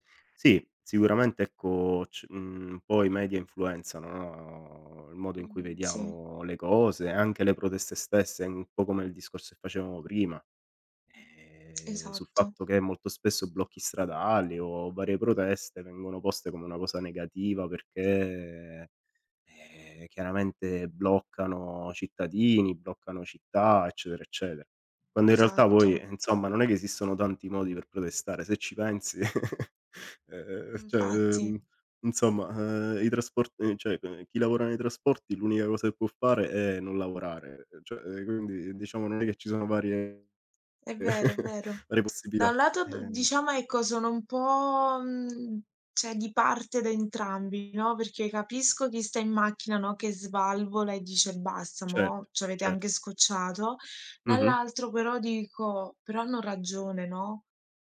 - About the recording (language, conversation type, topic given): Italian, unstructured, Che cosa pensi delle proteste e quando le ritieni giuste?
- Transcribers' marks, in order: laugh; chuckle; "cioè" said as "ceh"